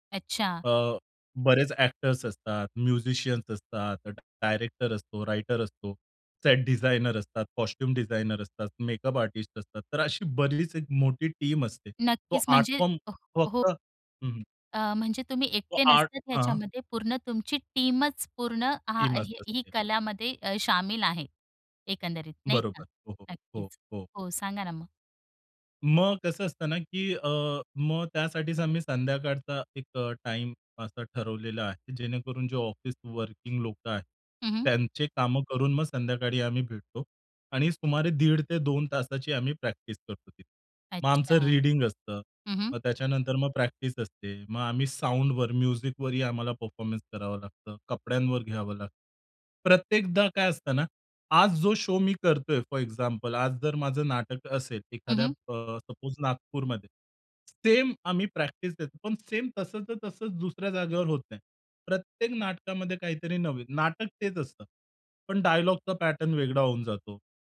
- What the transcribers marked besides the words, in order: tapping; in English: "रायटर"; in English: "टीम"; other background noise; in English: "टीमचं"; in English: "टीमच"; in English: "वर्किंग"; in English: "साउंडवर, म्युझिकवरही"; in English: "शो"; in English: "सपोज"; other noise; in English: "पॅटर्न"
- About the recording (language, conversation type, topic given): Marathi, podcast, तुमच्या कलेत सातत्य कसे राखता?